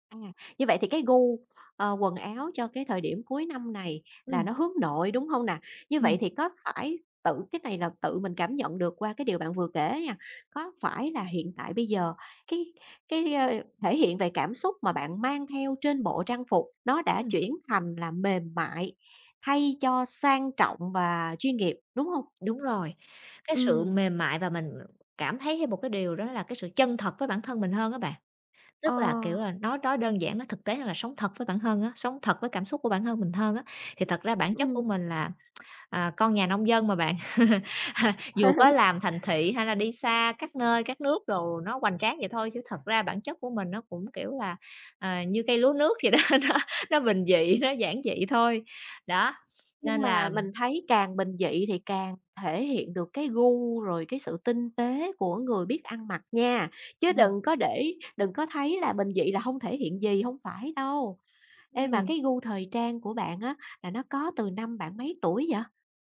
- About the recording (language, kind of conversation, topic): Vietnamese, podcast, Phong cách ăn mặc có giúp bạn kể câu chuyện về bản thân không?
- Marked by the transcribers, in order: lip smack; chuckle; laugh; other background noise; horn; laughing while speaking: "đó, nó nó"